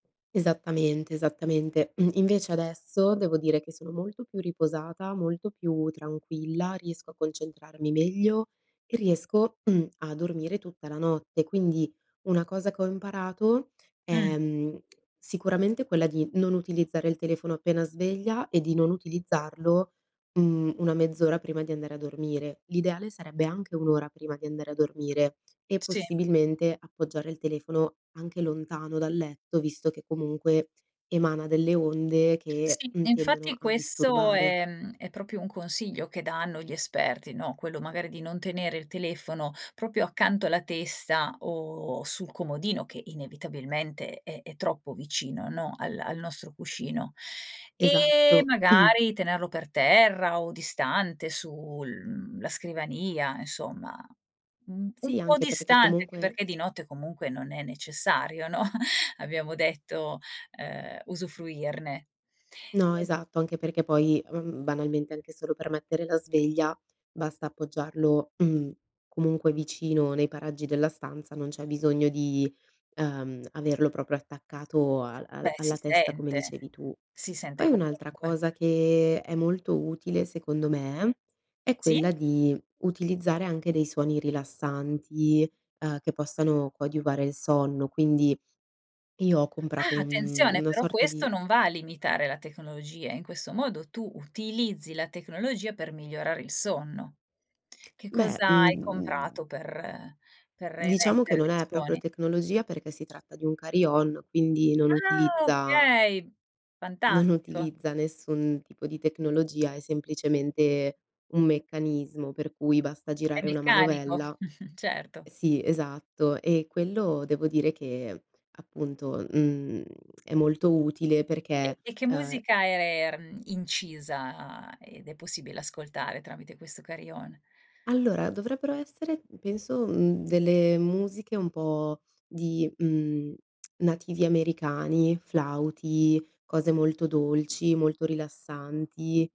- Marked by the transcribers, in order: throat clearing; other background noise; throat clearing; throat clearing; unintelligible speech; throat clearing; drawn out: "Ah"; laughing while speaking: "non"; chuckle; tapping; lip smack
- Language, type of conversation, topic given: Italian, podcast, Come posso migliorare il sonno limitando l’uso della tecnologia?
- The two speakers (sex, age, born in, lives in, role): female, 25-29, Italy, Italy, guest; female, 45-49, Italy, Italy, host